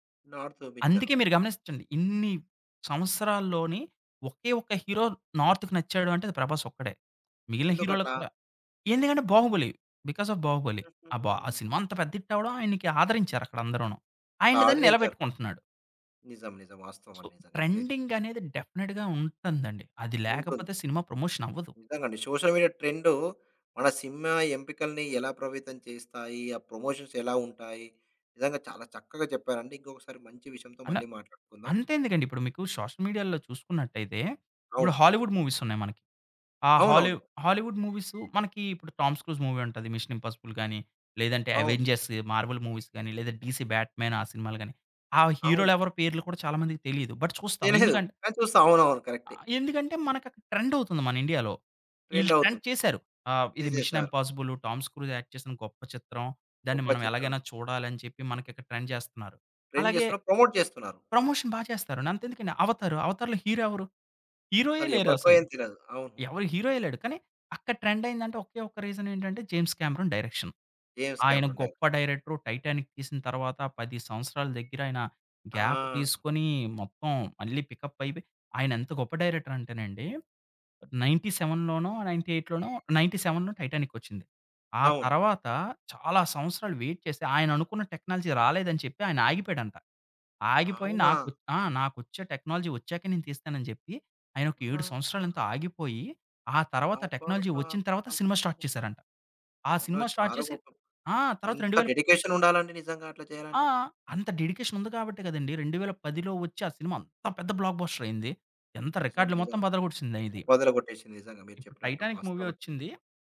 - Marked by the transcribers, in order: "గమనించండి" said as "గమనిస్చండి"; in English: "హీరో"; in English: "హీరోలకి"; in English: "బికాస్ ఆఫ్"; in English: "సో"; in English: "డెఫినెట్‌గా"; in English: "షోషల్ మీడియా"; in English: "షోషల్ మీడియాలో"; in English: "హాలీవుడ్"; in English: "హాలీవ్ హాలీవుడ్"; other background noise; in English: "మూవీ"; in English: "మార్వెల్ మూవీస్"; in English: "బట్"; in English: "ట్రెండ్"; in English: "యాక్ట్"; in English: "ట్రెండ్"; in English: "ట్రెండ్"; in English: "ప్రోమోట్"; in English: "ప్రమోషన్"; "అంతెందుకండి" said as "నంతెందుకండి"; in English: "హీరో"; in English: "డైరెక్షన్"; in English: "డైరక్షన్"; in English: "గ్యాప్"; in English: "నైంటీ సెవెన్‌లోనో నైంటీ ఎయిట్‌లోనో నైంటీ సెవెన్‌లో"; door; in English: "వెయిట్"; in English: "టెక్నాలజీ"; in English: "టెక్నాలజీ"; in English: "టెక్నాలజీ"; in English: "ష్టార్ట్"; in English: "షార్ట్"; stressed: "అంతా పెద్ద"; in English: "రికార్డ్"; in English: "మూవీ"
- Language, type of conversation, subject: Telugu, podcast, సోషల్ మీడియా ట్రెండ్‌లు మీ సినిమా ఎంపికల్ని ఎలా ప్రభావితం చేస్తాయి?